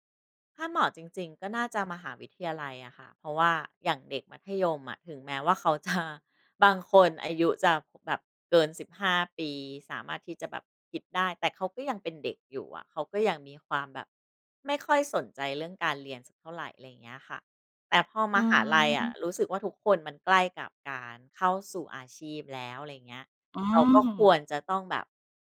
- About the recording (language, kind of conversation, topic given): Thai, podcast, การเรียนออนไลน์เปลี่ยนแปลงการศึกษาอย่างไรในมุมมองของคุณ?
- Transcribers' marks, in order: laughing while speaking: "จะ"